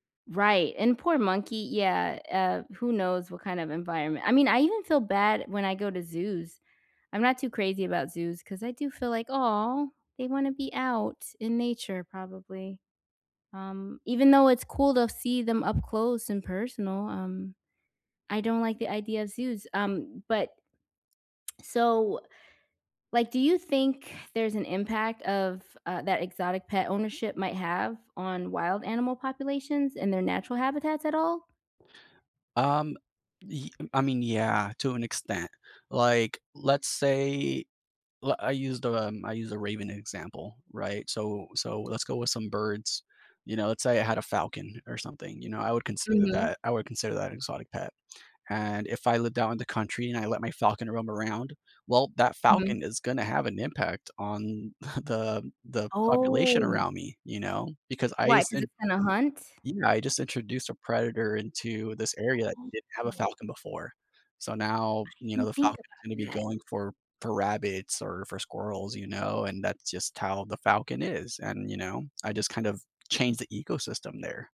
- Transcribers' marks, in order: other background noise; tapping; chuckle; drawn out: "Oh"; unintelligible speech
- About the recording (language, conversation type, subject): English, unstructured, What concerns do you have about keeping exotic pets?
- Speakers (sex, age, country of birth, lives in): female, 40-44, United States, United States; male, 30-34, United States, United States